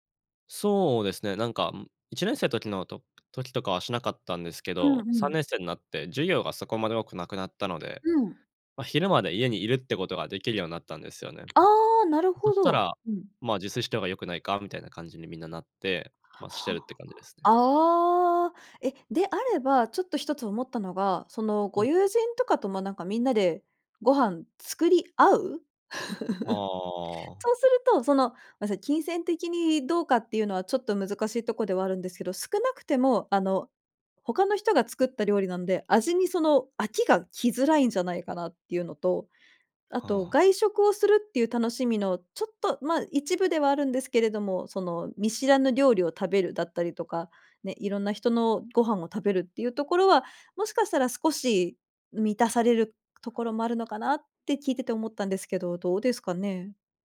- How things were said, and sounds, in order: laugh; other noise
- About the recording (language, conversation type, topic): Japanese, advice, 節約しすぎて生活の楽しみが減ってしまったのはなぜですか？